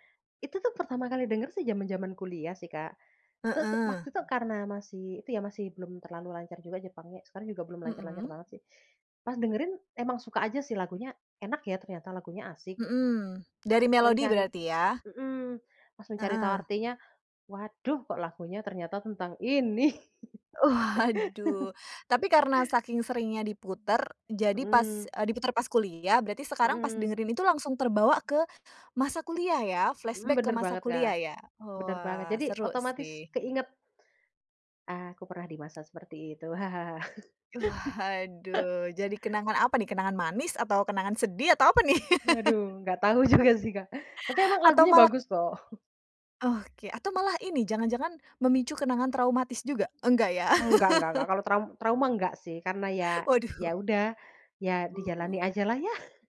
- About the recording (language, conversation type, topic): Indonesian, podcast, Lagu apa yang selalu membuat kamu teringat kembali pada masa lalu?
- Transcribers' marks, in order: tapping; laughing while speaking: "Waduh"; laugh; in English: "Flashback"; laughing while speaking: "Waduh"; laugh; other background noise; laugh; laughing while speaking: "juga sih, Kak"; chuckle; laugh; laughing while speaking: "Waduh"; other noise; chuckle